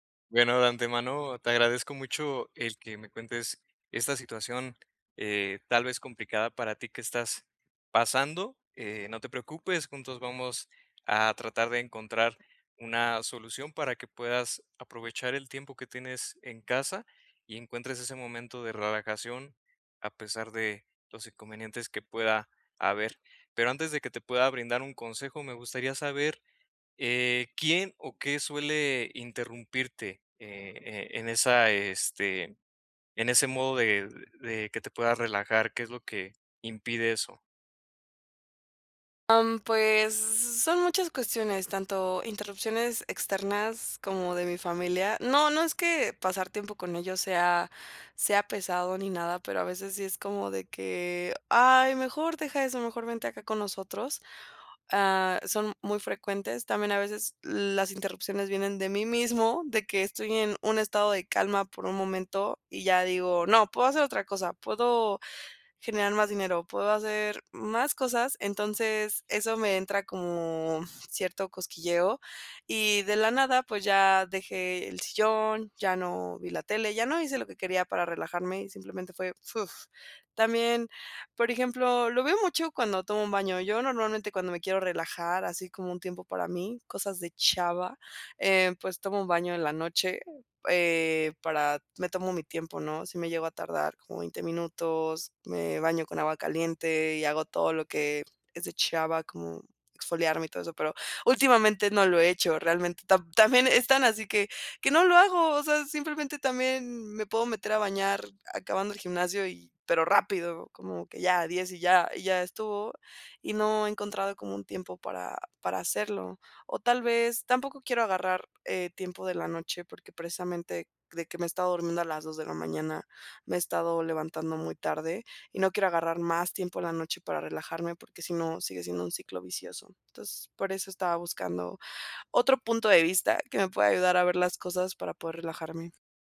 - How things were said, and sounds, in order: tapping; other background noise
- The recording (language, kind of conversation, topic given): Spanish, advice, ¿Cómo puedo evitar que me interrumpan cuando me relajo en casa?